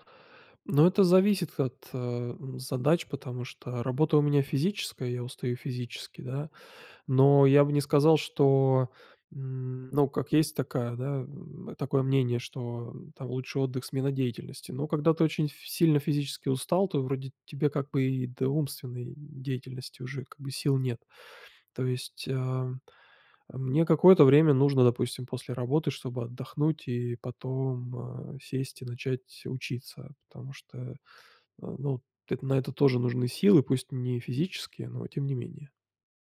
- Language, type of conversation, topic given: Russian, advice, Как быстро снизить умственную усталость и восстановить внимание?
- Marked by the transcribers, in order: other background noise